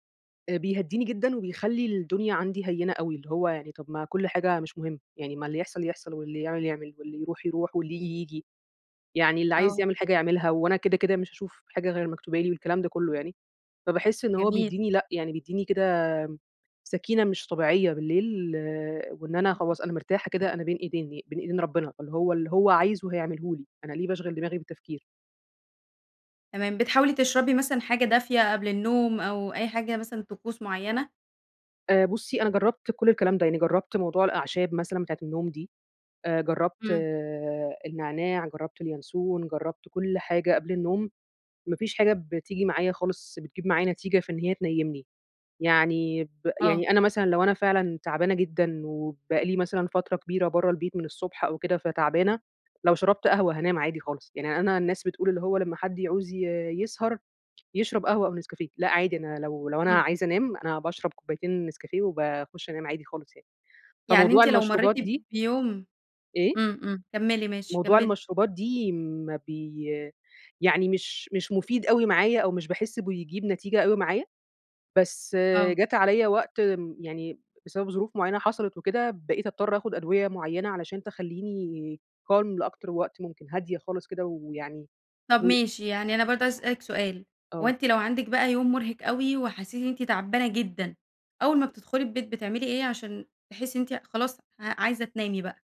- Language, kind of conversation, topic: Arabic, podcast, إيه طقوسك بالليل قبل النوم عشان تنام كويس؟
- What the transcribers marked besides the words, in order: unintelligible speech; tapping; in English: "calm"